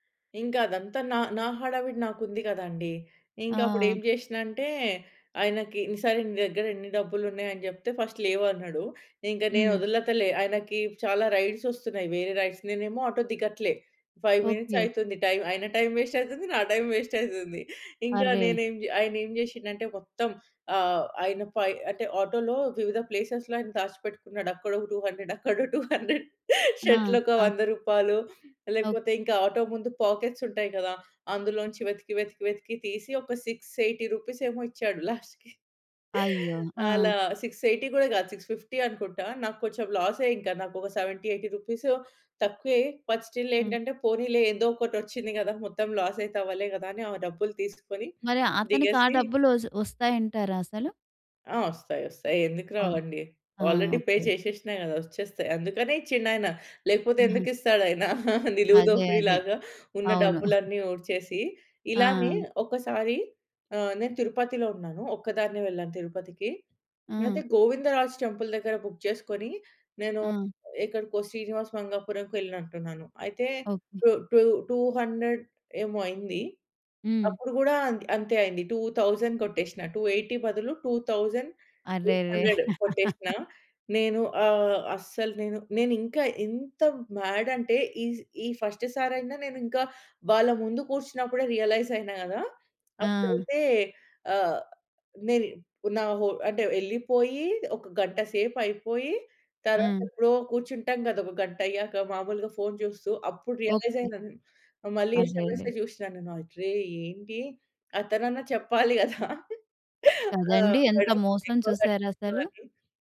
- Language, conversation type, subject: Telugu, podcast, టాక్సీ లేదా ఆటో డ్రైవర్‌తో మీకు ఏమైనా సమస్య ఎదురయ్యిందా?
- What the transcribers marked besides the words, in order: in English: "ఫస్ట్"; in English: "రైడ్స్"; in English: "రైడ్స్"; in English: "ఫైవ్ మినిట్స్"; in English: "టైమ్"; in English: "టైం వేస్ట్"; in English: "టైం వేస్ట్"; in English: "ప్లేసెస్‌లో"; in English: "టూ హండ్రెడ్"; laughing while speaking: "అక్కడో టూ హండ్రెడ్"; in English: "టూ హండ్రెడ్ షర్ట్‌లో"; in English: "పాకెట్స్"; in English: "సిక్స్ ఎయిటీ రూపీస్"; laughing while speaking: "లాస్ట్‌కి"; in English: "లాస్ట్‌కి"; in English: "సిక్స్ ఎయిటీ"; in English: "సిక్స్ ఫిఫ్టీ"; in English: "సెవెంటీ ఎయిటీ రూపీస్"; in English: "బట్ స్టిల్"; in English: "లాస్"; in English: "ఆల్రెడీ పే"; chuckle; in English: "టెంపుల్"; in English: "బుక్"; in English: "టూ టూ టూ హండ్రెడ్"; in English: "టూ థౌజండ్"; in English: "టూ ఎయిటీ"; in English: "టూ థౌజండ్ ఎయిట్ హండ్రెడ్"; laugh; in English: "మ్యాడ్"; in English: "ఫస్ట్"; in English: "రియలైజ్"; in English: "రియలైజ్"; in English: "ఎస్ఎంఎసే"; laugh; in English: "మేడమ్"